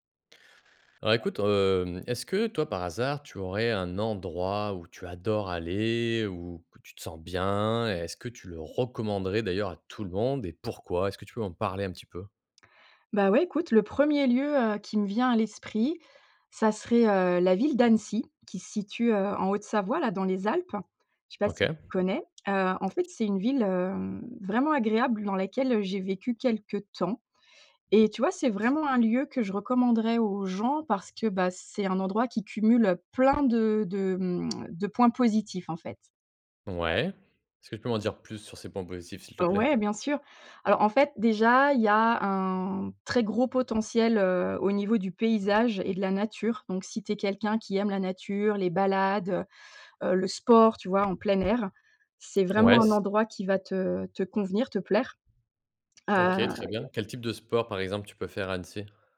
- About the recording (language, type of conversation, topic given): French, podcast, Quel endroit recommandes-tu à tout le monde, et pourquoi ?
- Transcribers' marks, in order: other noise; other background noise; background speech